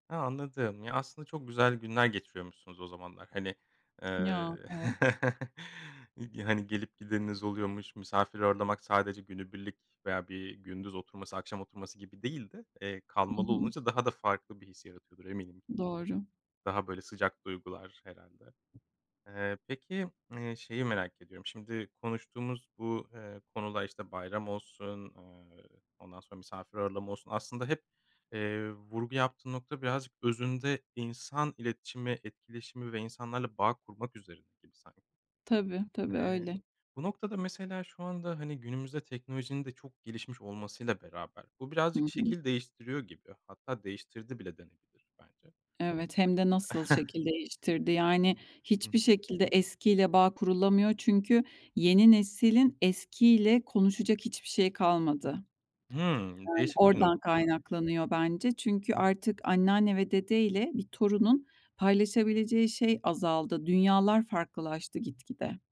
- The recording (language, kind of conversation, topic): Turkish, podcast, Çocuklara hangi gelenekleri mutlaka öğretmeliyiz?
- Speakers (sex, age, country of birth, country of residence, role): female, 45-49, Turkey, Spain, guest; male, 35-39, Turkey, Germany, host
- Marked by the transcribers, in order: chuckle; other background noise; chuckle; "neslin" said as "nesilin"